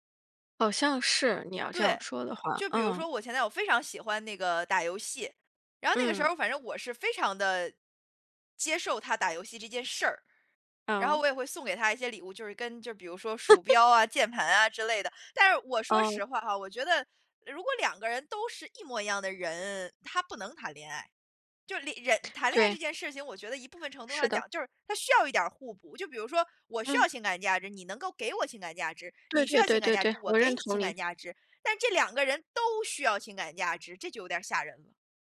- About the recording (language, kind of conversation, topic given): Chinese, podcast, 有什么歌会让你想起第一次恋爱？
- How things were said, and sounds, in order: laugh; other background noise; stressed: "都"